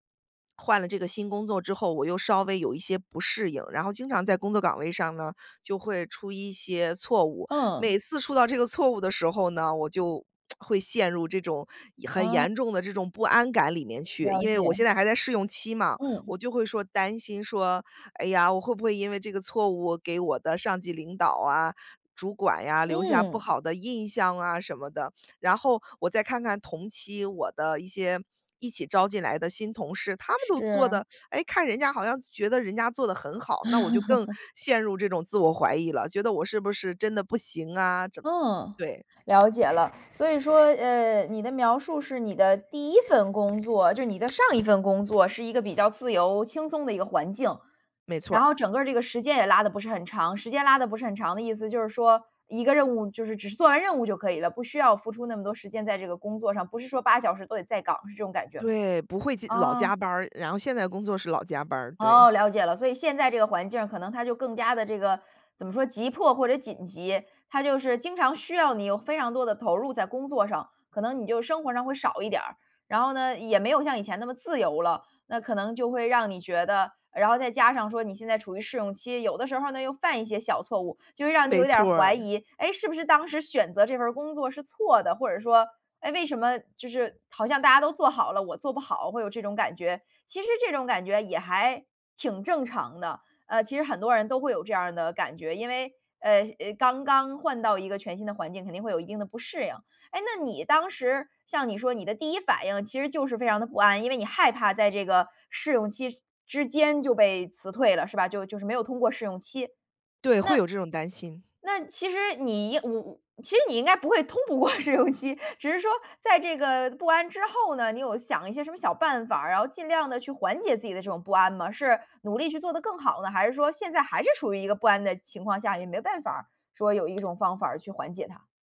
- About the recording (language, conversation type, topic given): Chinese, podcast, 你如何处理自我怀疑和不安？
- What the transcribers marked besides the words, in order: tsk; teeth sucking; chuckle; other background noise; laughing while speaking: "过试用期"; other noise